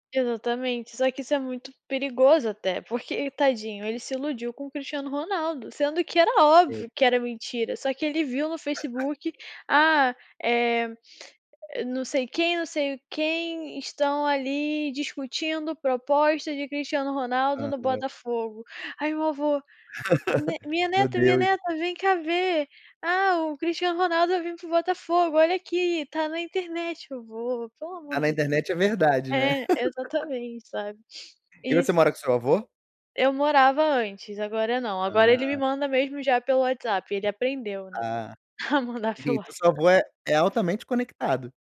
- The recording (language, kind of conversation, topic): Portuguese, podcast, Como filtrar conteúdo confiável em meio a tanta desinformação?
- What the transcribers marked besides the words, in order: laugh; laugh; laugh; laughing while speaking: "a mandar pelo WhatsApp"